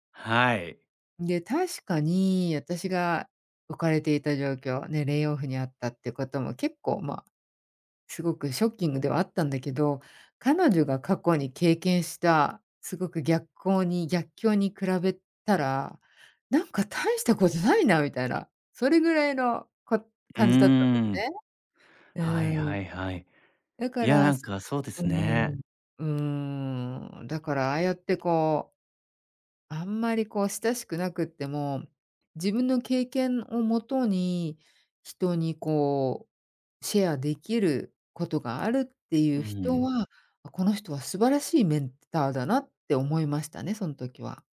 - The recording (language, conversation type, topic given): Japanese, podcast, 良いメンターの条件って何だと思う？
- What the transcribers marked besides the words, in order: other background noise; unintelligible speech